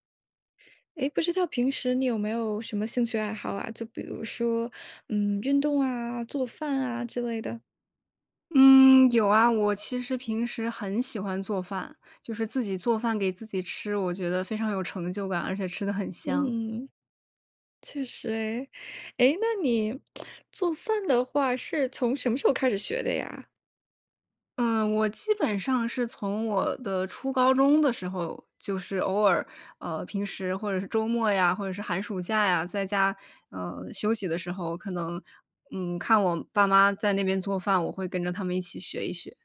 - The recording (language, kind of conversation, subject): Chinese, podcast, 你能讲讲你最拿手的菜是什么，以及你是怎么做的吗？
- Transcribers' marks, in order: lip smack